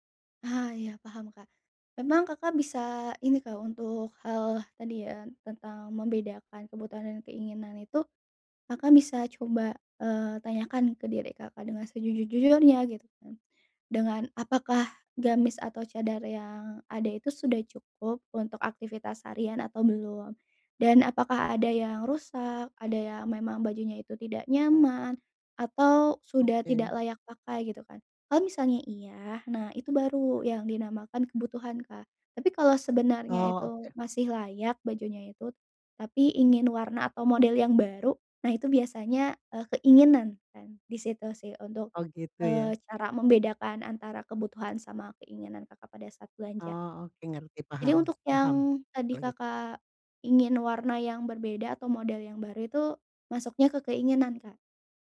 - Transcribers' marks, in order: none
- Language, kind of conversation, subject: Indonesian, advice, Bagaimana cara membedakan kebutuhan dan keinginan saat berbelanja?